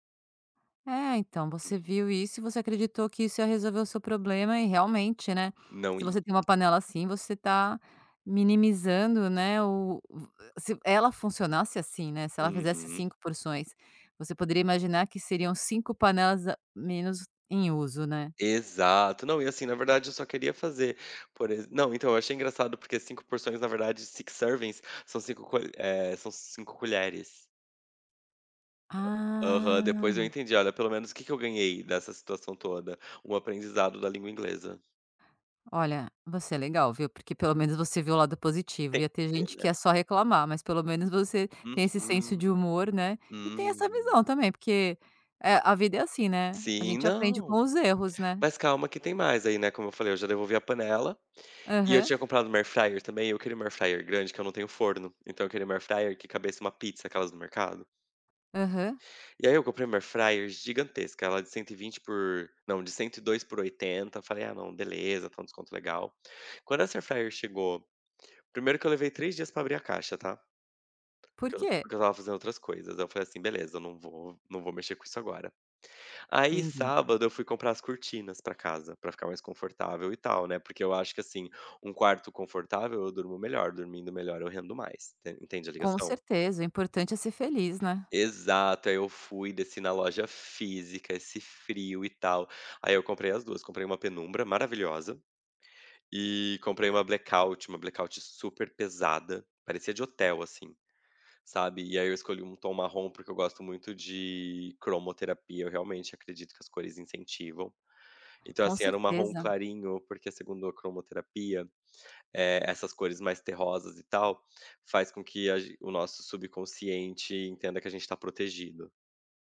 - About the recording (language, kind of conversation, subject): Portuguese, podcast, Como você organiza seu espaço em casa para ser mais produtivo?
- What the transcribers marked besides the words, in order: tapping; in English: "sic servers"; drawn out: "Ah"; "coubesse" said as "cabesse"; in English: "blackout"; in English: "blackout"